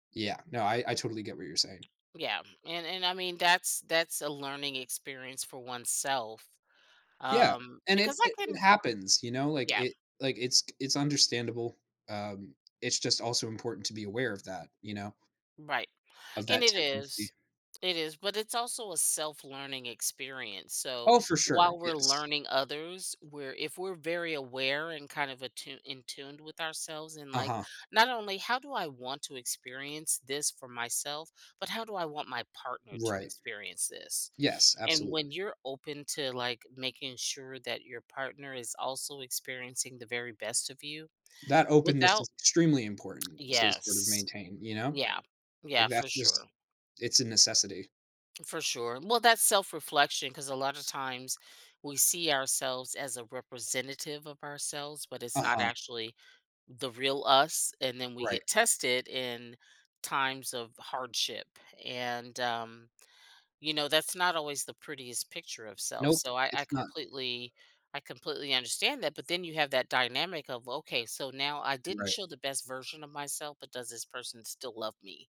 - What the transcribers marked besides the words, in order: other background noise; tapping
- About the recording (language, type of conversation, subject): English, unstructured, How do shared travel challenges impact the way couples grow together over time?